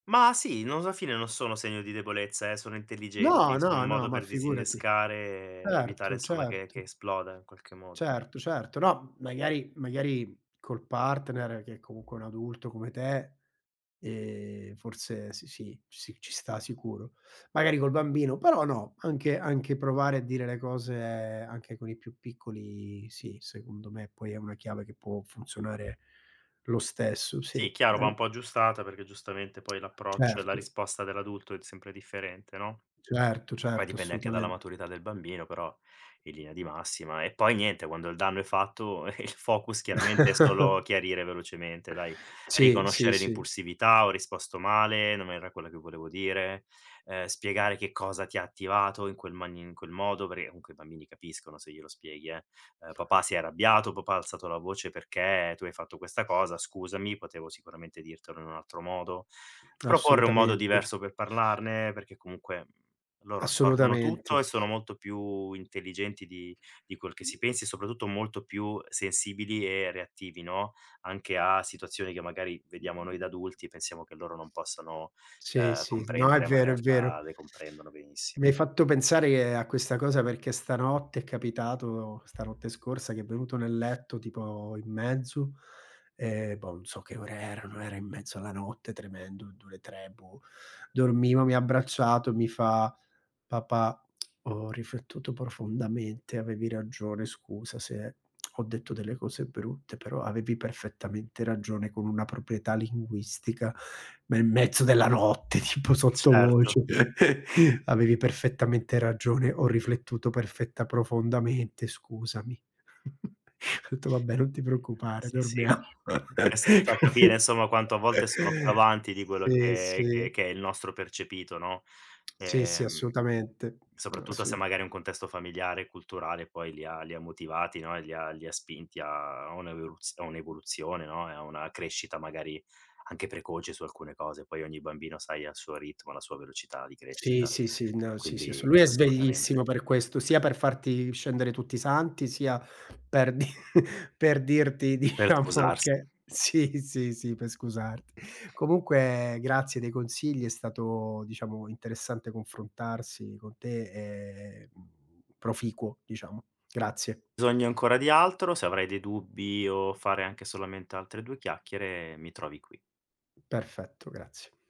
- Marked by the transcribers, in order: other background noise; lip smack; chuckle; tapping; "non era" said as "no mera"; "perché" said as "perè"; "comunque" said as "unque"; lip smack; lip smack; chuckle; unintelligible speech; "insomma" said as "insoma"; chuckle; laughing while speaking: "Ho detto: Vabbè, non ti preoccupare, dormiamo"; chuckle; "soprattutto" said as "soprattutta"; lip smack; "assolut" said as "assout"; laughing while speaking: "dir"; laughing while speaking: "diciamo che sì, sì, sì pe scusarti"; "per" said as "pe"
- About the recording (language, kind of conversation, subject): Italian, advice, Come posso evitare di rispondere d’impulso durante un litigio e poi pentirmene?